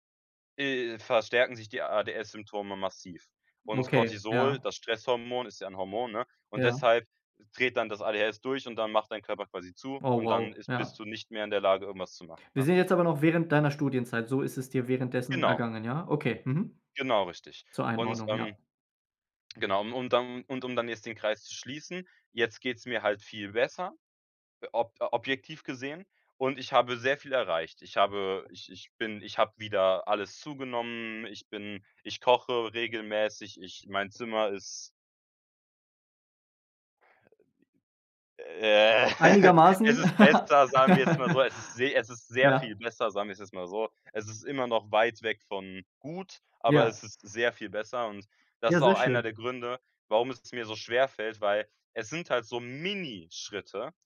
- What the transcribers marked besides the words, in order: laughing while speaking: "Äh"; laugh; joyful: "Einigermaßen?"; giggle; stressed: "gut"; other background noise; joyful: "sehr schön"; anticipating: "Minischritte"
- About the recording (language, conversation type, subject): German, advice, Wie kann ich meine eigenen Erfolge im Team sichtbar und angemessen kommunizieren?
- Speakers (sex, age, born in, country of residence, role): male, 18-19, Germany, Germany, user; male, 30-34, Germany, Germany, advisor